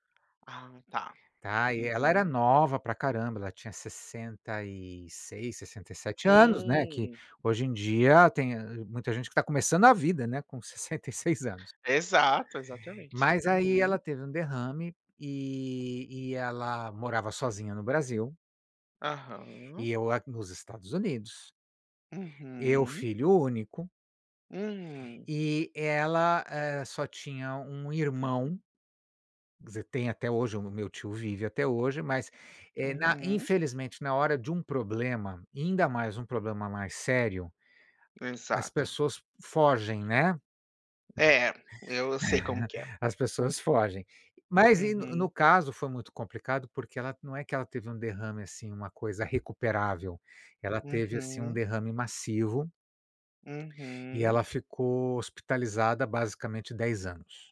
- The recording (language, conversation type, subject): Portuguese, advice, Como tem sido sua experiência com a expectativa cultural de cuidar sozinho de um parente idoso?
- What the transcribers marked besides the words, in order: tapping; other background noise; chuckle